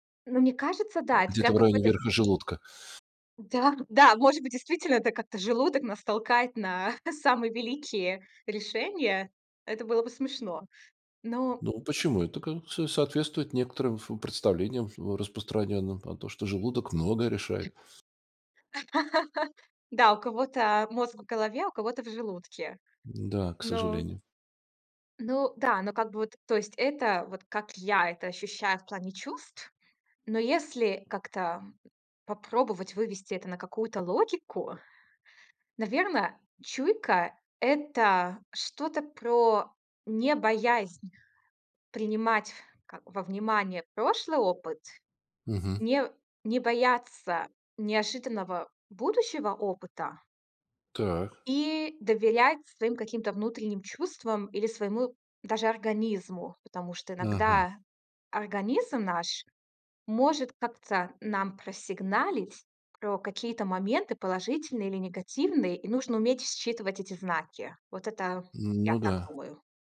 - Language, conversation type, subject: Russian, podcast, Как развить интуицию в повседневной жизни?
- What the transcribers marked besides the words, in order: laughing while speaking: "самые"; other background noise; laugh; tapping